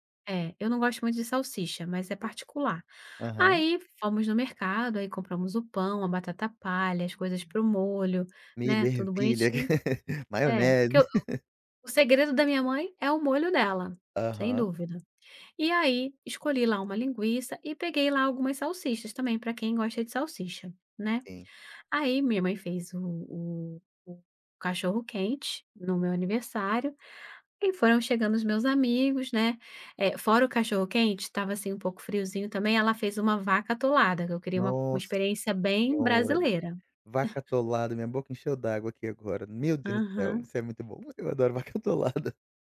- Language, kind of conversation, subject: Portuguese, podcast, Como a comida ajuda a reunir as pessoas numa celebração?
- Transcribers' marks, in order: chuckle; chuckle; laughing while speaking: "eu adoro vaca atolada"